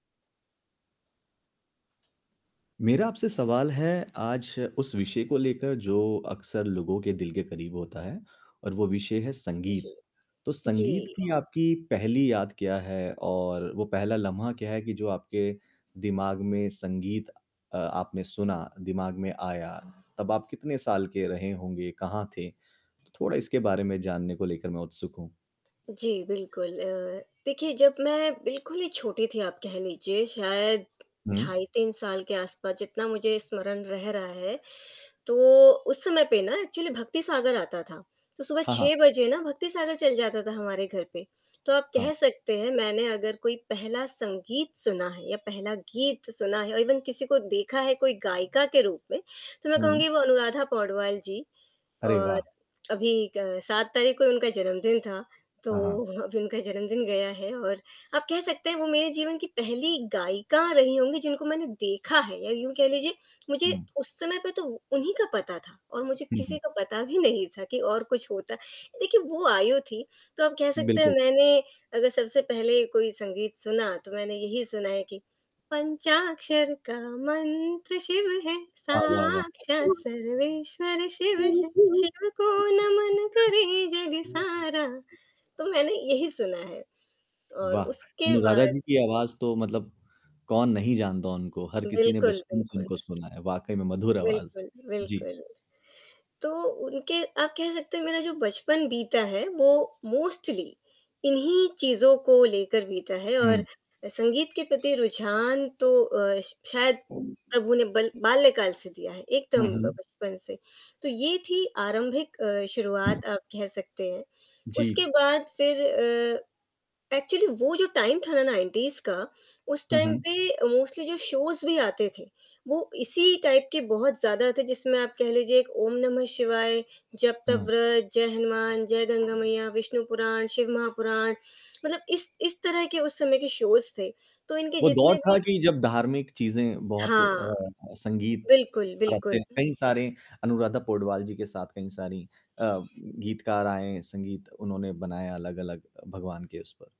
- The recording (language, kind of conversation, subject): Hindi, podcast, आपकी पहली संगीत से जुड़ी याद क्या है?
- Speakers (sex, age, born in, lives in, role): female, 35-39, India, India, guest; male, 35-39, India, India, host
- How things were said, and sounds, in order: static; other background noise; in English: "एक्चुअली"; horn; in English: "इवन"; laughing while speaking: "तो अभी उनका जन्मदिन गया"; laughing while speaking: "नहीं"; singing: "पंचाक्षर का मंत्र शिव है … करें जग सारा"; unintelligible speech; distorted speech; in English: "मोस्टली"; in English: "एक्चुअली"; in English: "टाइम"; in English: "नाइन्टीज़"; in English: "टाइम"; in English: "मोस्टली"; in English: "शोज़"; in English: "टाइप"; tapping; in English: "शोज़"